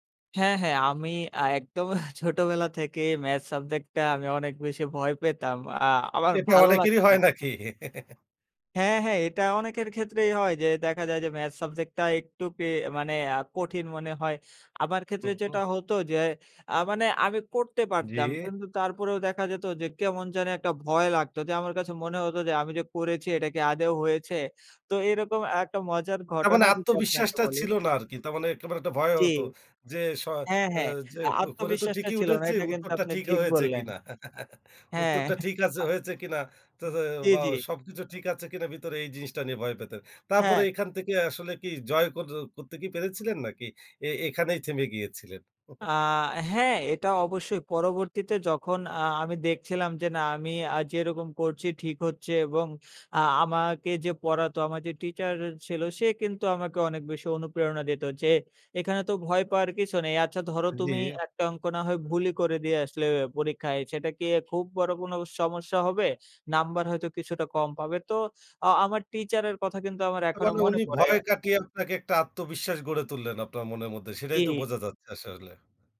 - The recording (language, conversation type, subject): Bengali, podcast, আপনি কীভাবে আপনার ভয় কাটিয়ে উঠেছেন—সেই অভিজ্ঞতার কোনো গল্প শেয়ার করবেন?
- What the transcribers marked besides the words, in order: in English: "ম্যাথস সাবজেক্ট"; laugh